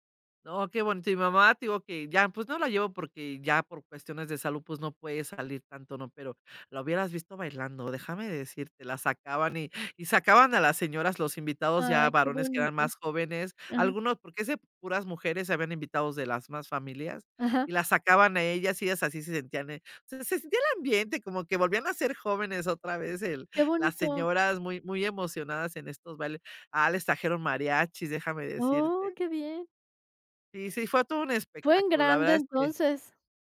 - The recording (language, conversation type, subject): Spanish, podcast, ¿Qué recuerdos tienes de comidas compartidas con vecinos o familia?
- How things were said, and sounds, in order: other background noise